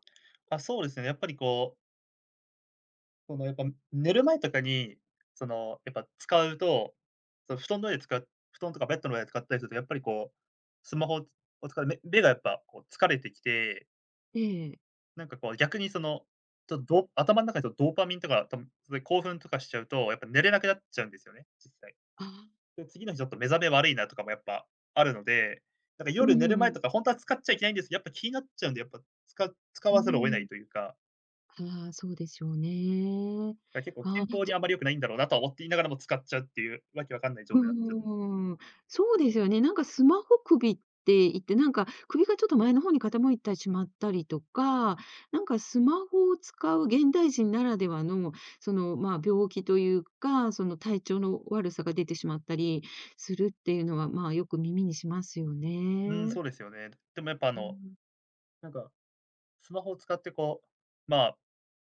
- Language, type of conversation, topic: Japanese, podcast, スマホと上手に付き合うために、普段どんな工夫をしていますか？
- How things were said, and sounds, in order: other background noise